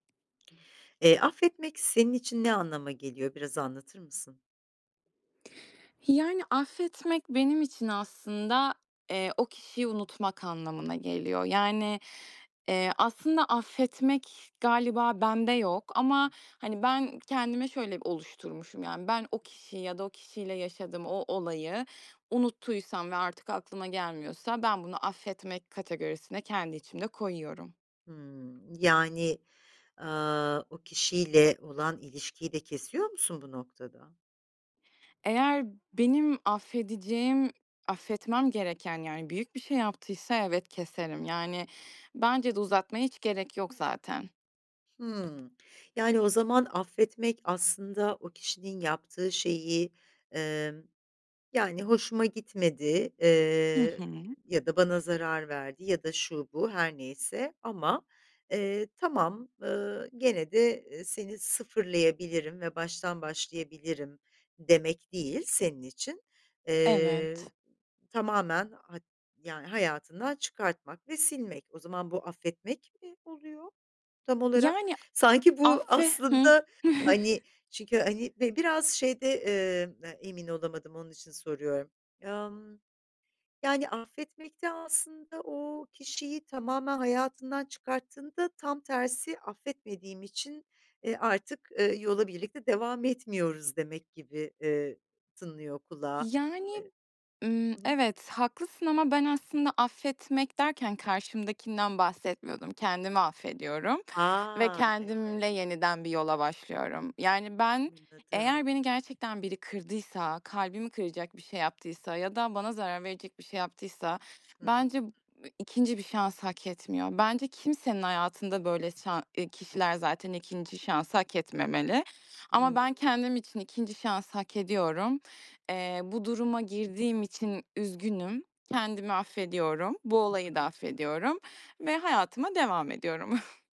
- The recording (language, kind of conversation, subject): Turkish, podcast, Affetmek senin için ne anlama geliyor?
- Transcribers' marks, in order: tapping; other background noise; laughing while speaking: "aslında"; chuckle; chuckle